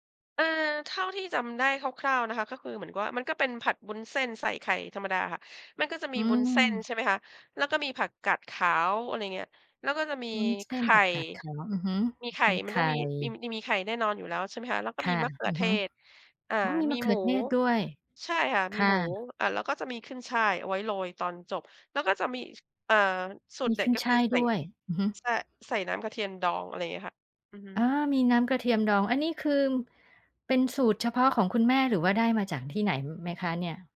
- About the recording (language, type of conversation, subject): Thai, podcast, อาหารแบบไหนที่คุณกินแล้วรู้สึกอุ่นใจทันที?
- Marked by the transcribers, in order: tapping; other background noise